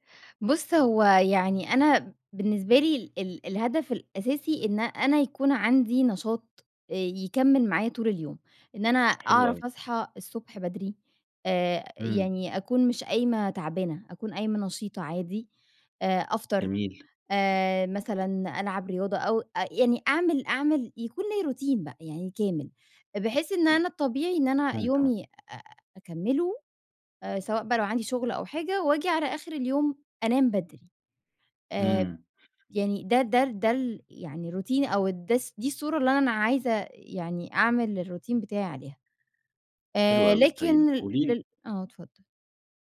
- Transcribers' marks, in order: tapping; unintelligible speech; in English: "روتين"; unintelligible speech; in English: "روتيني"; in English: "الروتين"
- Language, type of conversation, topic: Arabic, advice, إزاي أقدر أبني روتين صباحي ثابت ومايتعطلش بسرعة؟